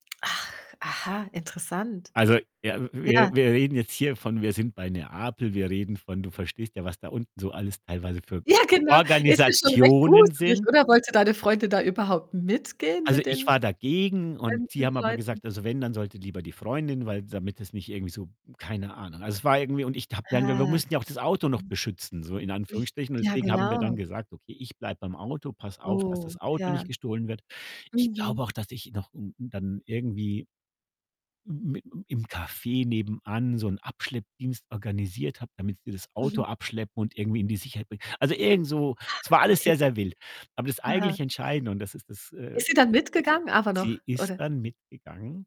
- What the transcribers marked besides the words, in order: laughing while speaking: "Ja, genau"; distorted speech; other background noise
- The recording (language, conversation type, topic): German, podcast, Wann hast du unterwegs Geld verloren oder wurdest bestohlen?